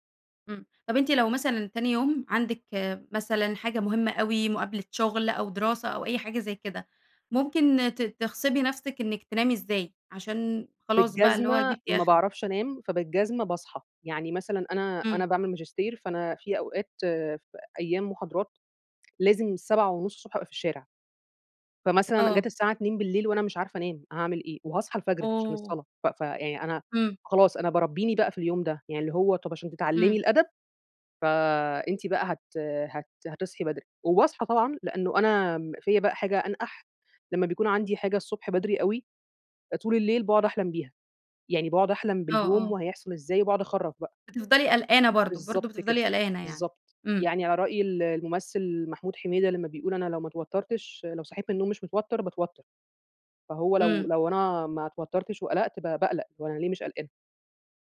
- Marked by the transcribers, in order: tapping
- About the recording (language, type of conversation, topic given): Arabic, podcast, إيه طقوسك بالليل قبل النوم عشان تنام كويس؟